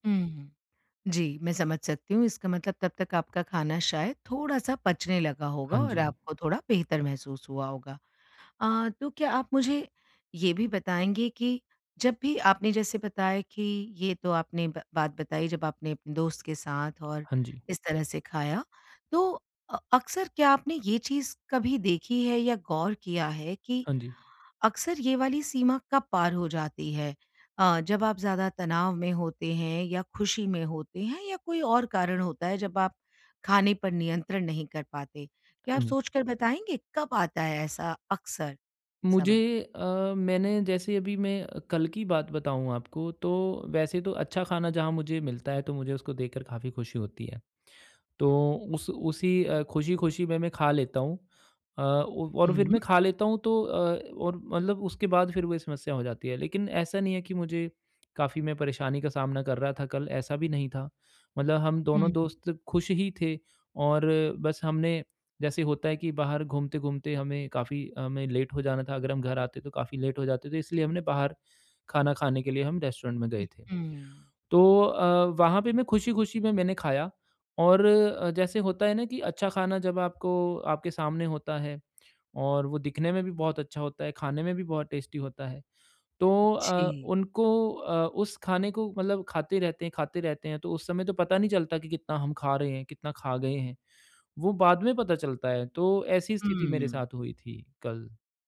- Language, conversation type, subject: Hindi, advice, भूख और लालच में अंतर कैसे पहचानूँ?
- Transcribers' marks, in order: in English: "लेट"; in English: "लेट"; in English: "रेस्टोरेंट"; in English: "टेस्टी"